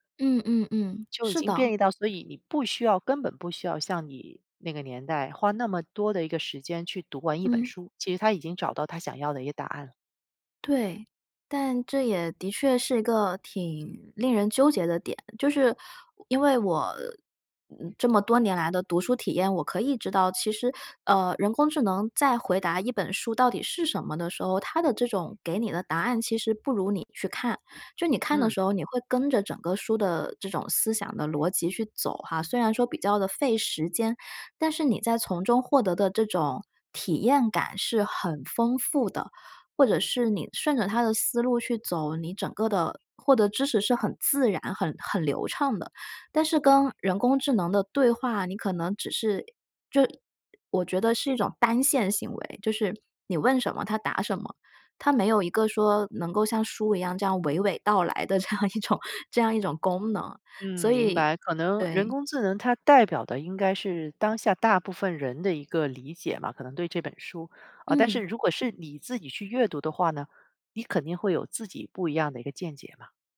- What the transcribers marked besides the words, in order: other background noise; laughing while speaking: "这样一种"
- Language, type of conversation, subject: Chinese, podcast, 有哪些小习惯能带来长期回报？